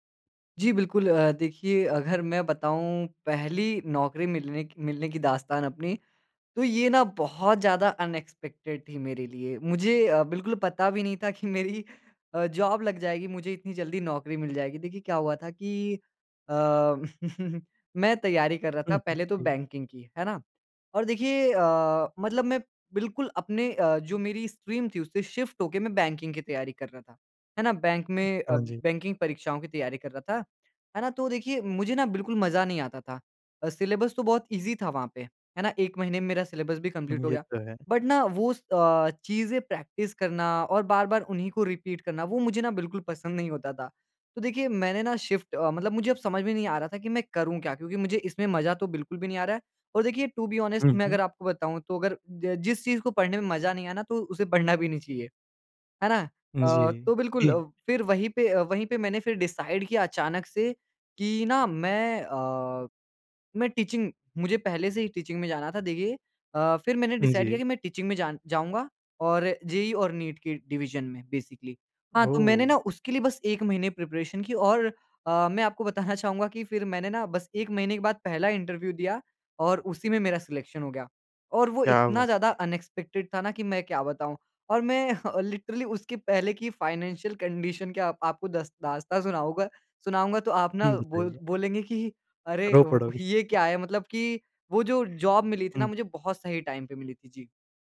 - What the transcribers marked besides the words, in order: in English: "अनएक्सपेक्टेड"; laughing while speaking: "कि मेरी"; in English: "जॉब"; chuckle; in English: "बैंकिंग"; in English: "स्ट्रीम"; in English: "शिफ़्ट"; in English: "बैंकिंग"; in English: "बैंकिंग"; in English: "सिलेबस"; in English: "ईज़ी"; in English: "सिलेबस"; in English: "कंप्लीट"; in English: "बट"; in English: "प्रैक्टिस"; in English: "रिपीट"; in English: "शिफ़्ट"; in English: "टू बी ऑनेस्ट"; in English: "डिसाइड"; in English: "टीचिंग"; in English: "टीचिंग"; in English: "डिसाइड"; in English: "टीचिंग"; in English: "डिवीज़न में बेसिकली"; in English: "प्रिपरेशन"; in English: "इंटरव्यू"; in English: "सिलेक्शन"; in English: "अनएक्सपेक्टेड"; chuckle; in English: "लिटरली"; in English: "फाइनेंशियल कंडीशन"; laughing while speaking: "कि"; in English: "जॉब"; in English: "टाइम"
- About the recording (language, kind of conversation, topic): Hindi, podcast, आपको आपकी पहली नौकरी कैसे मिली?